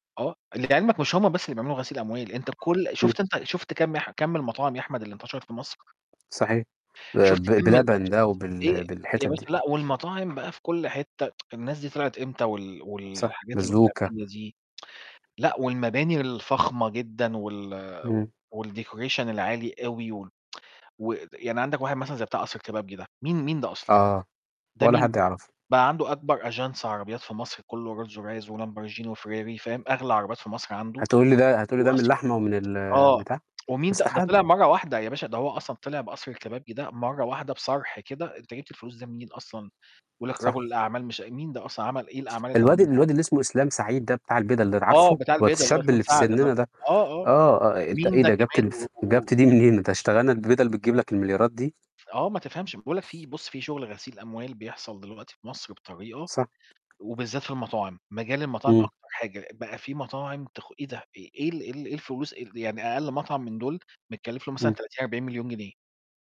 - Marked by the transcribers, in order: other background noise; tapping; static; tsk; unintelligible speech; tsk; in English: "والdecoration"; tsk; in French: "أجانس"; tsk; unintelligible speech
- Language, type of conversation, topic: Arabic, unstructured, هل إنت شايف إن الصدق دايمًا أحسن سياسة؟